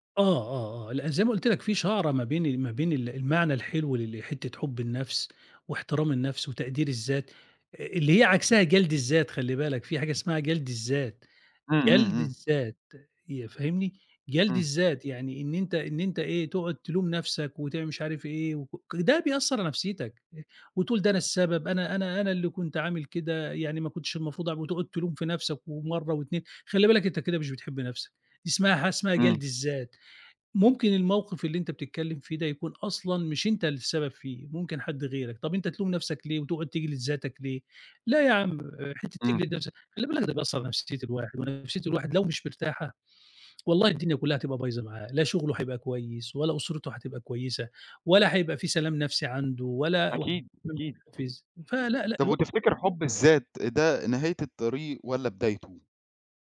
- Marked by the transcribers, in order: tapping; other background noise; unintelligible speech
- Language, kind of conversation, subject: Arabic, podcast, إزاي أتعلم أحب نفسي أكتر؟